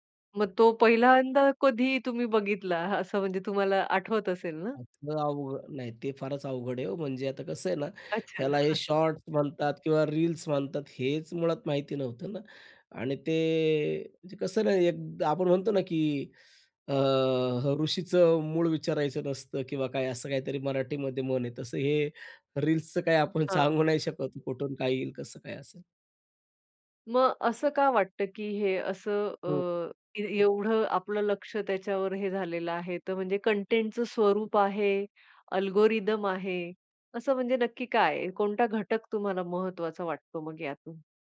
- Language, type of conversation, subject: Marathi, podcast, लहान स्वरूपाच्या व्हिडिओंनी लक्ष वेधलं का तुला?
- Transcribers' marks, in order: laughing while speaking: "असं"; tapping; unintelligible speech; chuckle; drawn out: "ते"; laughing while speaking: "सांगू नाही"; other background noise; in English: "अल्गोरिदम"